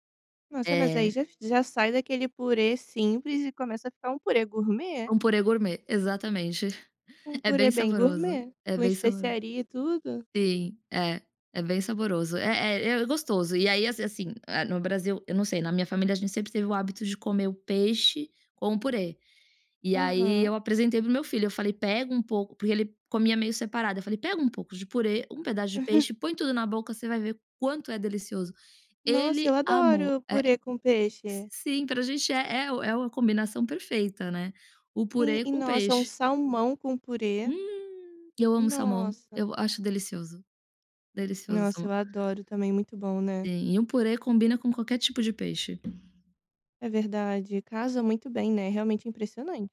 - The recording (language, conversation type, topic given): Portuguese, podcast, Por que você gosta de cozinhar receitas tradicionais?
- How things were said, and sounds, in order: chuckle; chuckle; tapping